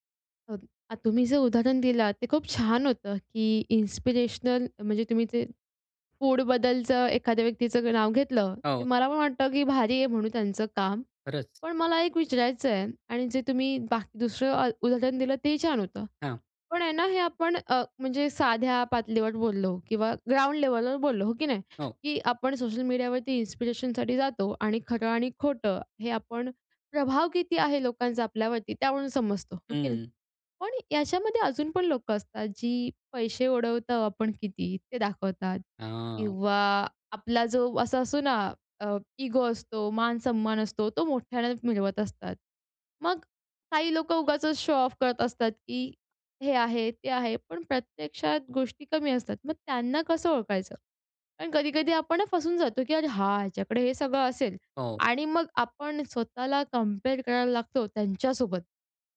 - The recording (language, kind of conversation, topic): Marathi, podcast, सोशल मीडियावर दिसणं आणि खऱ्या जगातलं यश यातला फरक किती आहे?
- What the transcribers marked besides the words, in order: in English: "इन्स्पिरेशनल"; "पातळीवर" said as "पातलीवर"; tapping; in English: "इन्स्पिरेशनसाठी"; other background noise; in English: "इगो"; in English: "शो ऑफ"; in English: "कंपेअर"